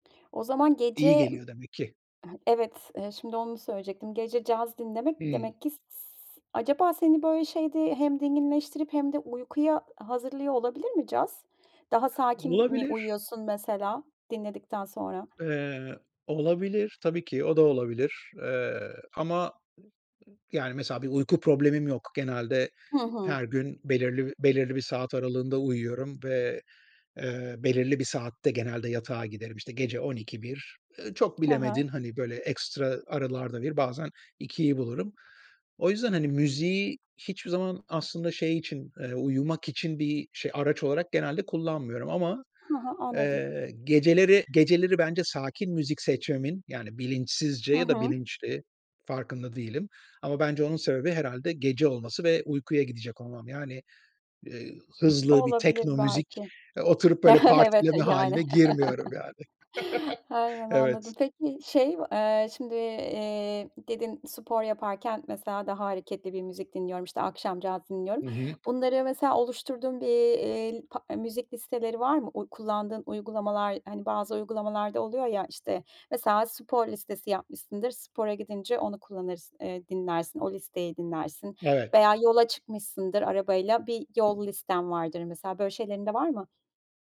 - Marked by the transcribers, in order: other background noise; laughing while speaking: "Evet, yani"; chuckle; chuckle
- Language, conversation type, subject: Turkish, podcast, Müziği ruh halinin bir parçası olarak kullanır mısın?